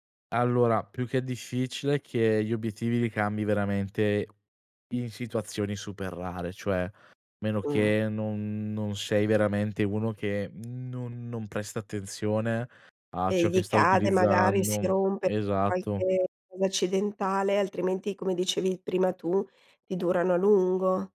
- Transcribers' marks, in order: tapping
- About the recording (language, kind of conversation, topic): Italian, podcast, Come hai valutato i rischi economici prima di fare il salto?